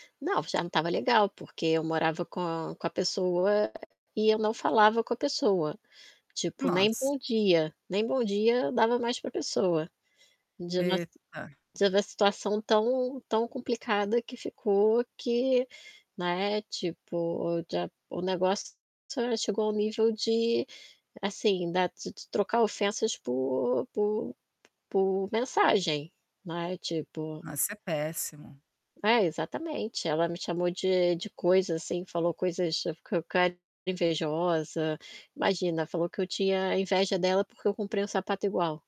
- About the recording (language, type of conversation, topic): Portuguese, advice, Como você se sente ao perceber que está sem propósito ou direção no dia a dia?
- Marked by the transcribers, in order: distorted speech; tapping